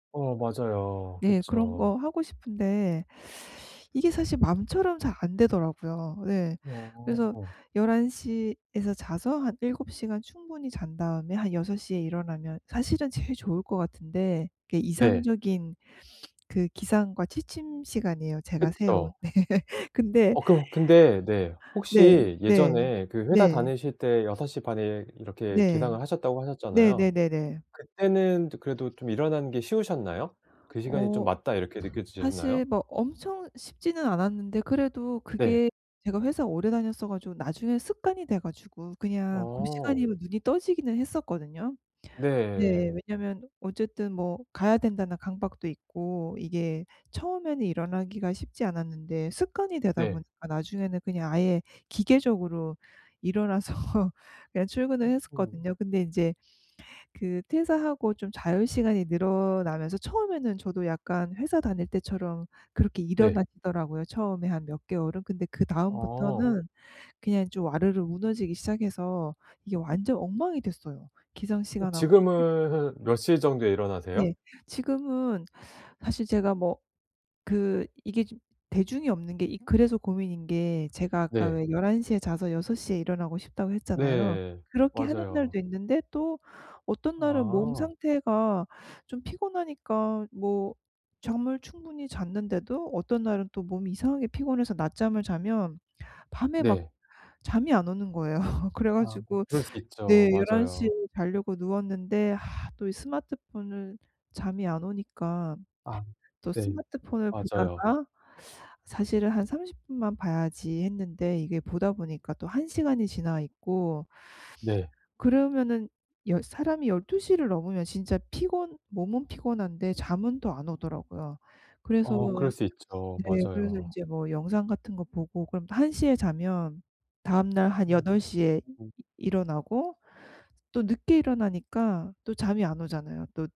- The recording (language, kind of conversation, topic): Korean, advice, 기상 시간과 취침 시간을 더 규칙적으로 유지하려면 어떻게 해야 하나요?
- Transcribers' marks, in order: teeth sucking; laugh; tapping; laughing while speaking: "일어나서"; laugh